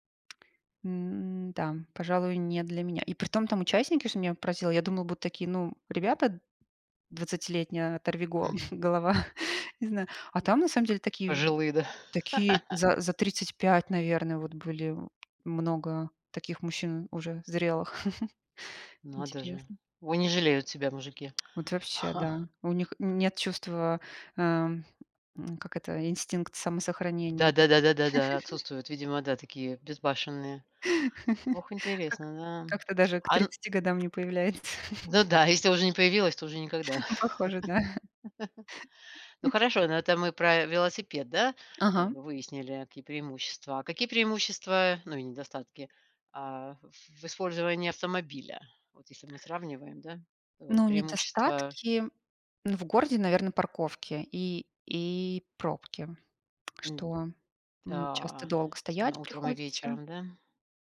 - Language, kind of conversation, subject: Russian, unstructured, Какой вид транспорта вам удобнее: автомобиль или велосипед?
- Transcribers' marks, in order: lip smack; chuckle; chuckle; tapping; laugh; laugh; chuckle; giggle